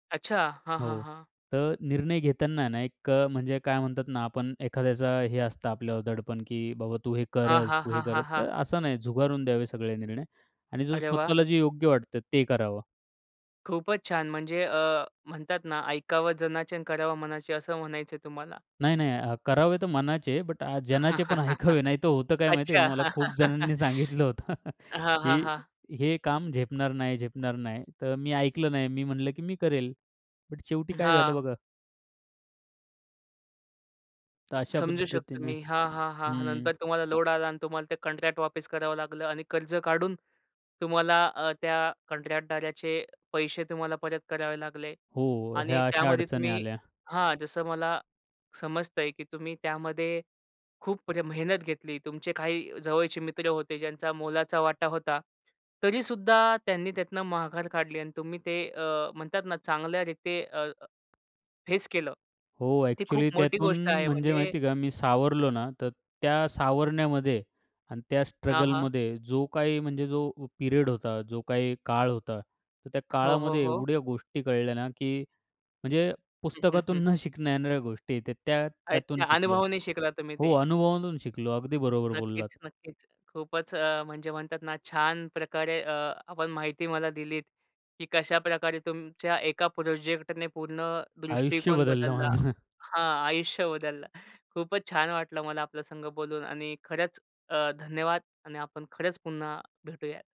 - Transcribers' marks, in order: chuckle; laughing while speaking: "ऐकावे"; chuckle; laughing while speaking: "सांगितलं होतं"; chuckle; tapping; other noise; other background noise; in English: "स्ट्रगलमध्ये"; in English: "पिरियड"; laughing while speaking: "बदललं माझं"; "आपल्यासोबत" said as "आपल्यासंग"
- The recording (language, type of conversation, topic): Marathi, podcast, असा कोणता प्रकल्प होता ज्यामुळे तुमचा दृष्टीकोन बदलला?